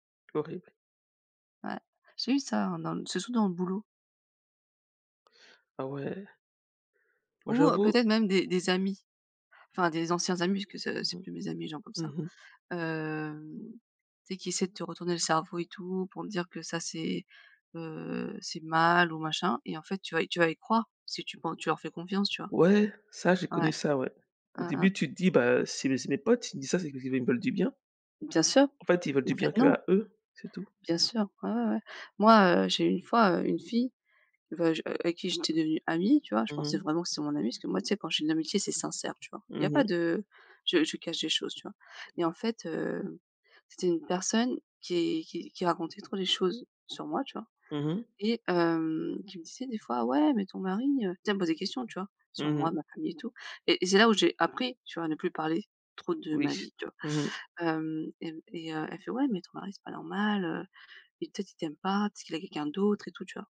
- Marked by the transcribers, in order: unintelligible speech
- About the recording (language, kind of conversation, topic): French, unstructured, Est-il acceptable de manipuler pour réussir ?